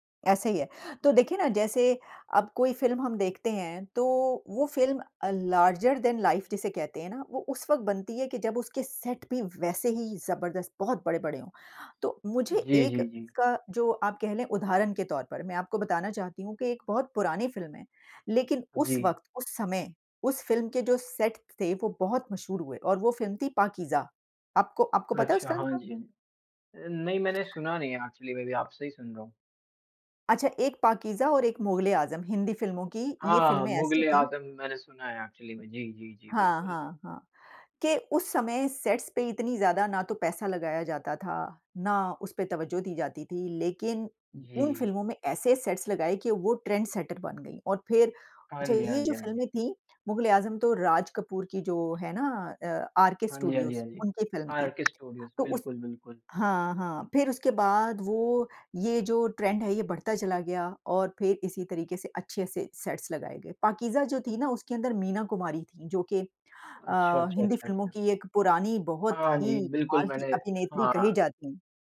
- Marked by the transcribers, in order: in English: "लार्जर दैन लाइफ"; in English: "सेट्स"; in English: "एक्चुअली"; tapping; in English: "एक्चुअली"; in English: "सेट्स"; in English: "सेट्स"; in English: "ट्रेंड सेटर"; in English: "ट्रेंड"; in English: "सेट्स"
- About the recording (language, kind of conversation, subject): Hindi, unstructured, किस फिल्म का सेट डिज़ाइन आपको सबसे अधिक आकर्षित करता है?